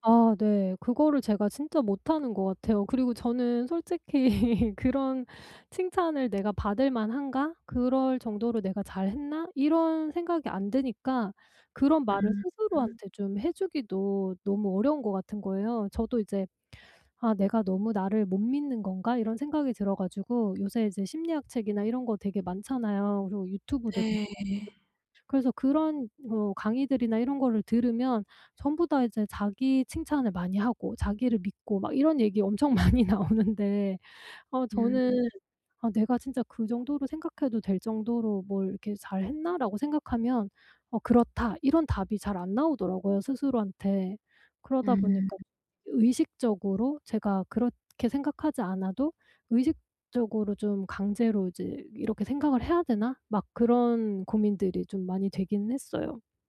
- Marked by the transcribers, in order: laugh; tapping; laughing while speaking: "많이 나오는데"
- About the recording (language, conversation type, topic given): Korean, advice, 자신감 부족과 자기 의심을 어떻게 관리하면 좋을까요?